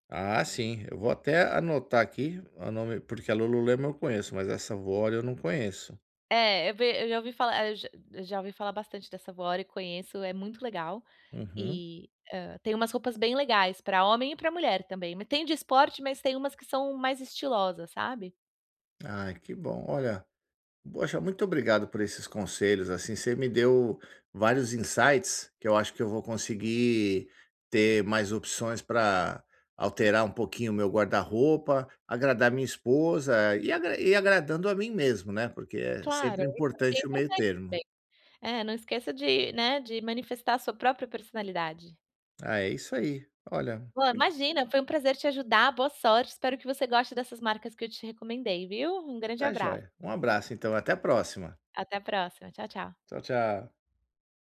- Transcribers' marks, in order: in English: "insights"; unintelligible speech; other background noise
- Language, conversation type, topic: Portuguese, advice, Como posso escolher roupas que me façam sentir bem?